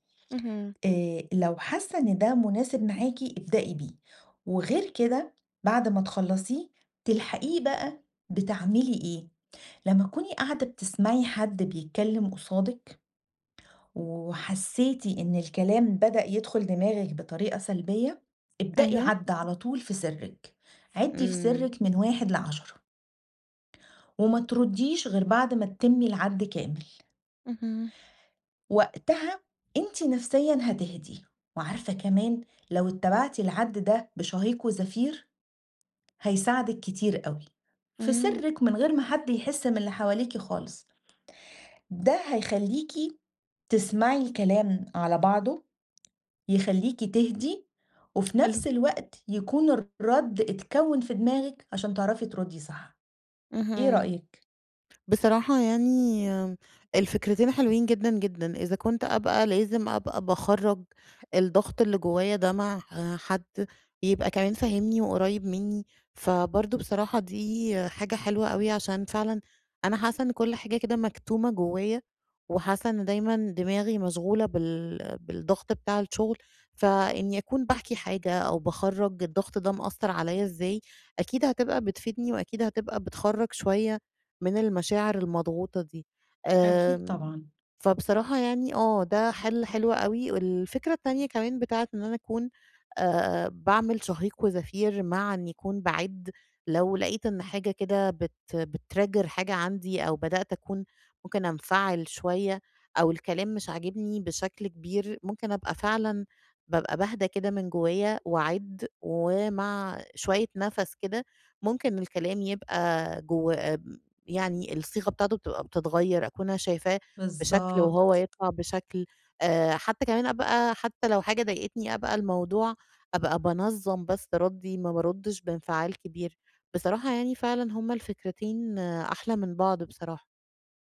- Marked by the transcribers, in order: other background noise; tapping; in English: "بتtrigger"
- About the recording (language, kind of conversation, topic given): Arabic, advice, إزاي أتعلم أوقف وأتنفّس قبل ما أرد في النقاش؟